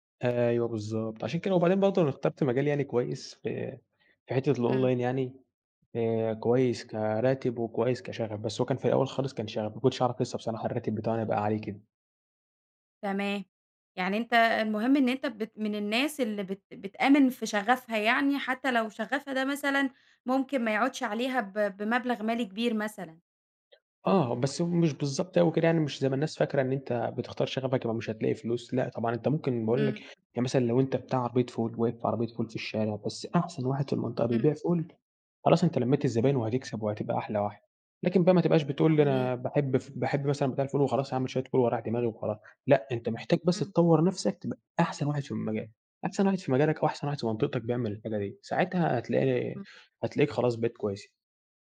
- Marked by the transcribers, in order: in English: "الonline"
- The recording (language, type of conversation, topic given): Arabic, podcast, إزاي تختار بين شغفك وبين مرتب أعلى؟